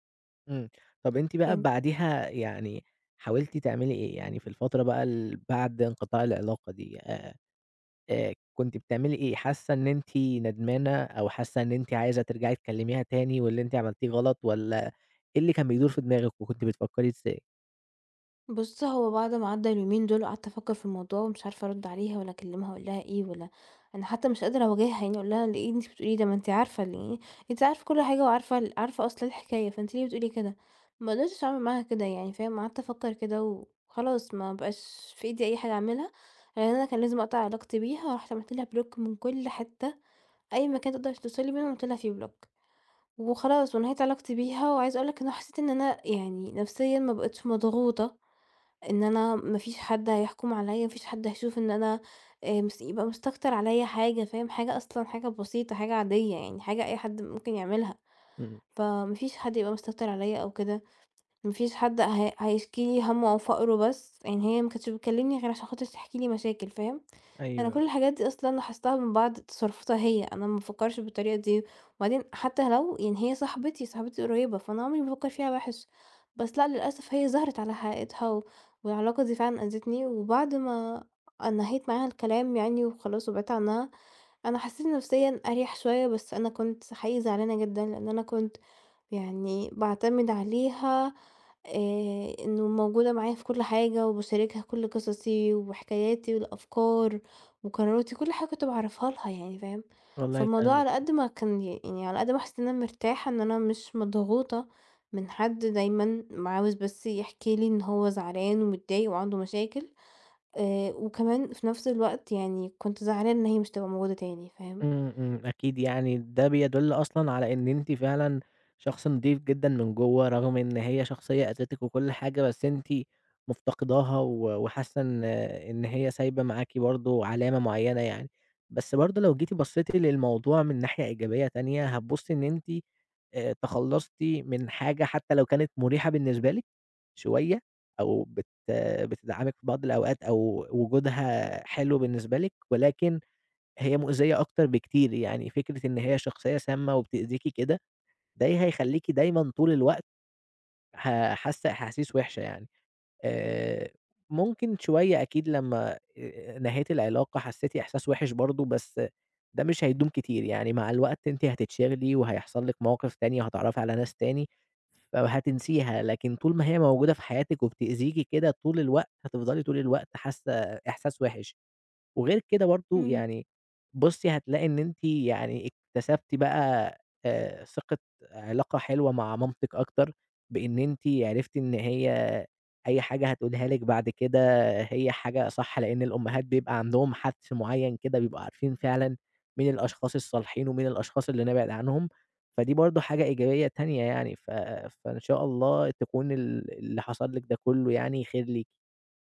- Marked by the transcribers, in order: in English: "block"; in English: "block"
- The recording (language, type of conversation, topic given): Arabic, advice, ليه بقبل أدخل في علاقات مُتعبة تاني وتالت؟